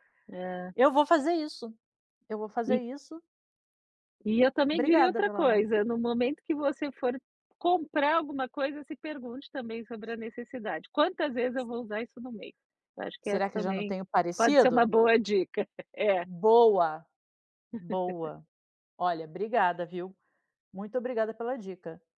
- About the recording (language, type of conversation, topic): Portuguese, advice, Como posso reduzir as assinaturas e organizar os meus gastos online para diminuir a sensação de desordem digital?
- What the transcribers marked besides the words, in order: tapping; laugh